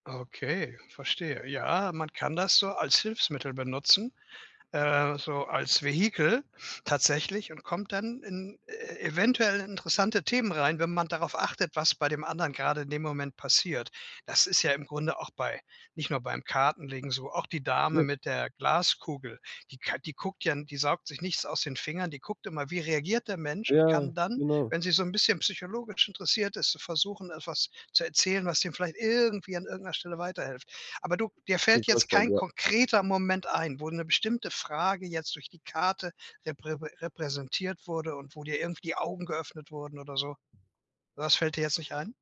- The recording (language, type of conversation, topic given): German, podcast, Was war dein schönster Lernmoment bisher?
- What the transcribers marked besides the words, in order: drawn out: "irgendwie"; unintelligible speech; stressed: "konkreter"; other background noise